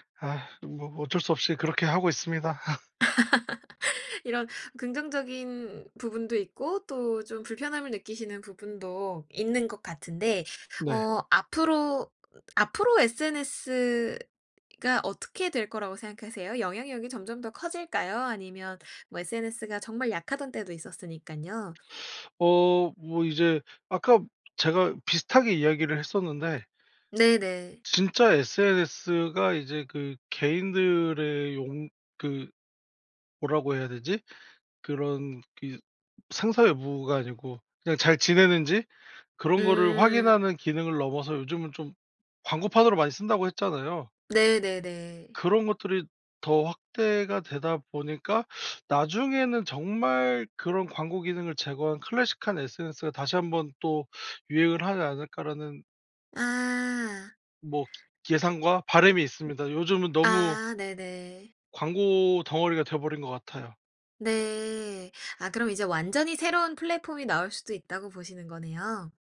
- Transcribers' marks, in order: sigh; other background noise; laugh; other noise; teeth sucking; tapping
- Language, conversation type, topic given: Korean, podcast, SNS가 일상에 어떤 영향을 준다고 보세요?
- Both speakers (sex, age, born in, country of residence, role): female, 25-29, South Korea, United States, host; male, 30-34, South Korea, South Korea, guest